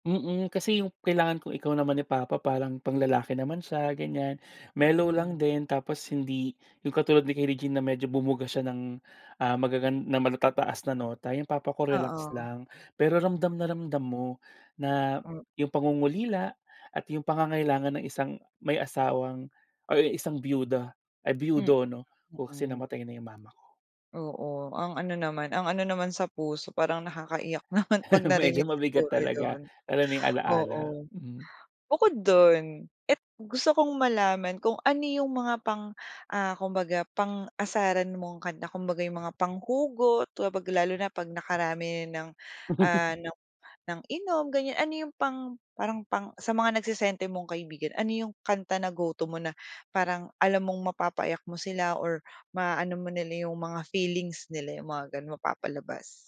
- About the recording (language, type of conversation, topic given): Filipino, podcast, Anong kanta ang lagi mong kinakanta sa karaoke?
- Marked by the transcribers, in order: laugh; laughing while speaking: "naman"; other background noise; chuckle